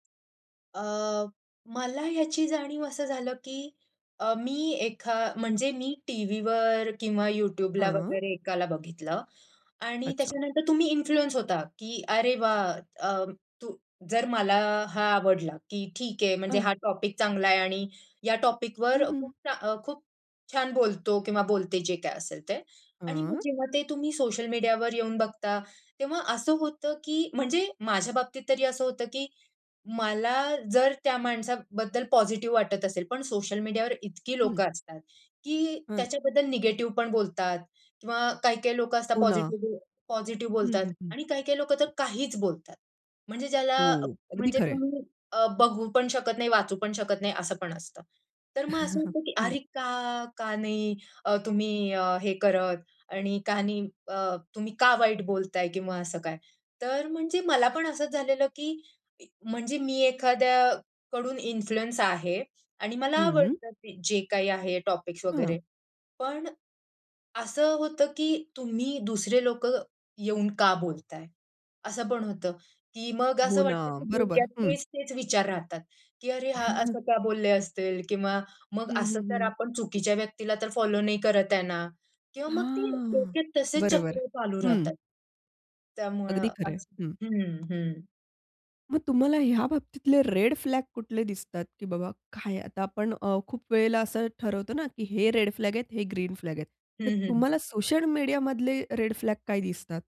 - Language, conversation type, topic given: Marathi, podcast, सोशल मीडियाचा मानसिक आरोग्यावर होणारा प्रभाव आपण कसा व्यवस्थापित करू शकतो?
- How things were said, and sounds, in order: "एका" said as "एखा"; in English: "टॉपिक"; in English: "टॉपिकवर"; chuckle; in English: "टॉपिक्स"; chuckle; drawn out: "हां"; in English: "सोशल मीडियामधले रेड फ्लॅग"